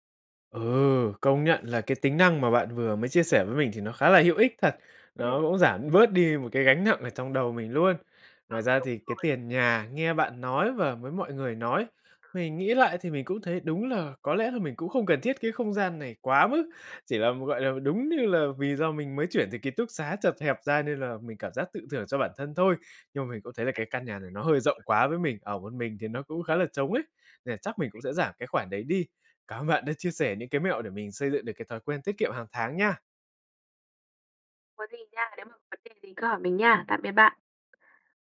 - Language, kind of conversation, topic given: Vietnamese, advice, Làm thế nào để xây dựng thói quen tiết kiệm tiền hằng tháng?
- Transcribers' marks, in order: other background noise; unintelligible speech; unintelligible speech